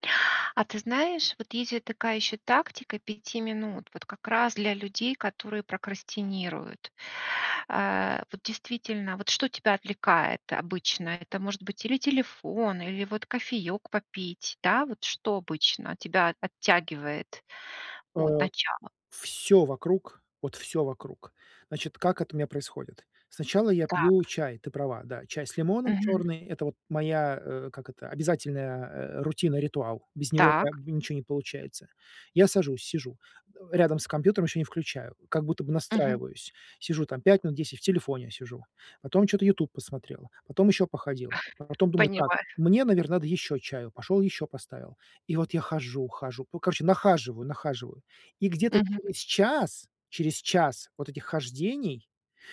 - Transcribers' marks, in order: tapping; chuckle
- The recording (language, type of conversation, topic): Russian, advice, Как мне лучше управлять временем и расставлять приоритеты?